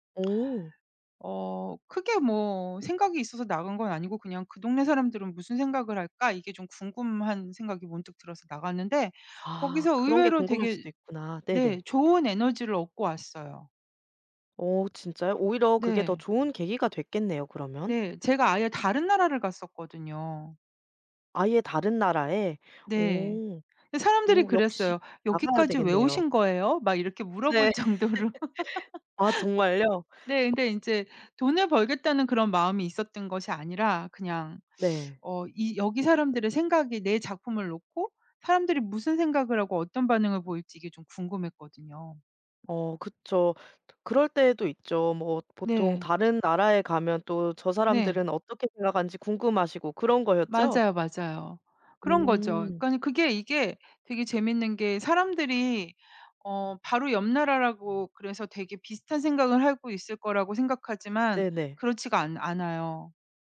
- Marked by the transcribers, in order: laugh; laughing while speaking: "정도로"; laugh; other background noise; tapping
- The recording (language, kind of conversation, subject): Korean, podcast, 창작 루틴은 보통 어떻게 짜시는 편인가요?